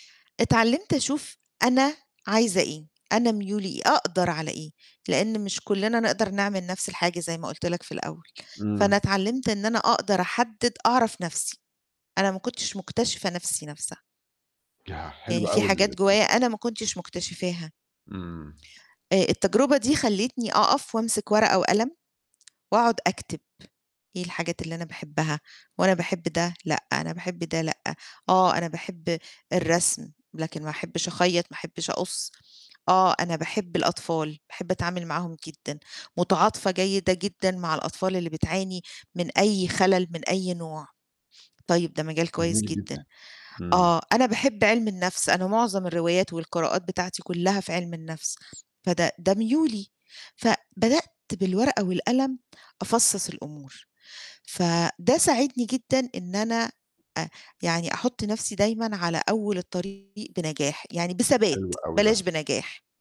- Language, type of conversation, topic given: Arabic, podcast, إيه نصيحتك لحد بيحب يجرّب حاجات جديدة بس خايف يفشل؟
- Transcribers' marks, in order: unintelligible speech; distorted speech